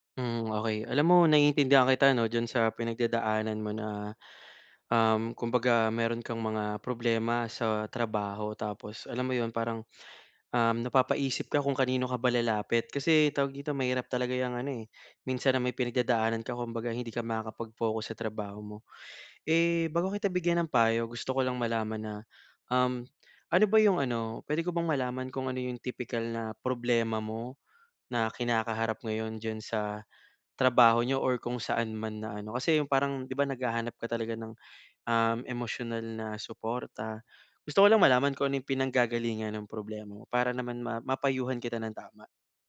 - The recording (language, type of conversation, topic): Filipino, advice, Paano ako makakahanap ng emosyonal na suporta kapag paulit-ulit ang gawi ko?
- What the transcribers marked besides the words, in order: none